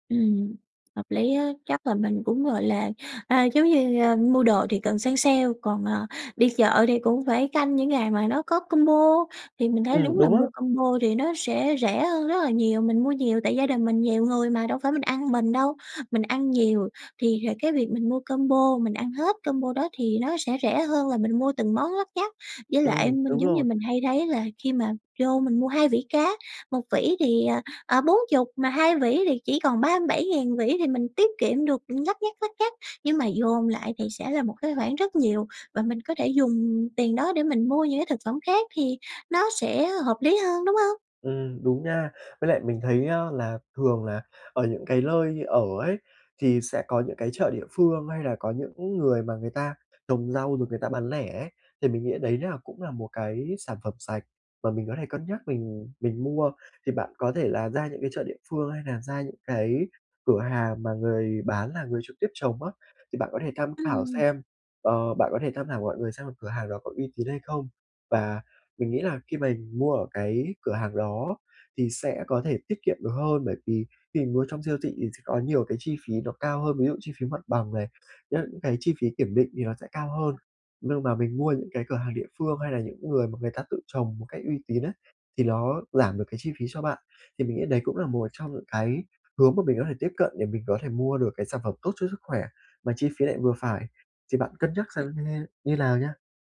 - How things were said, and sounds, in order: tapping; other background noise
- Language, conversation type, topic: Vietnamese, advice, Làm thế nào để mua thực phẩm tốt cho sức khỏe khi ngân sách eo hẹp?